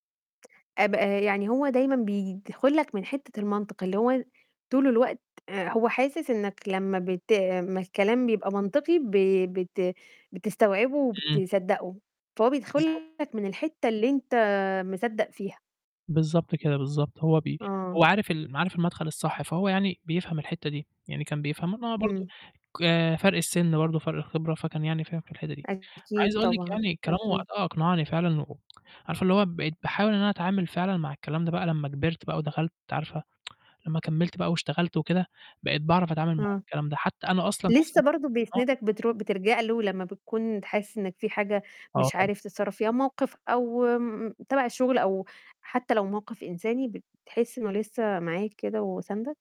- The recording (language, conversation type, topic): Arabic, podcast, بتلجأ لمين أول ما تتوتر، وليه؟
- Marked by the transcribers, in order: tapping; distorted speech; mechanical hum; tsk; tsk; unintelligible speech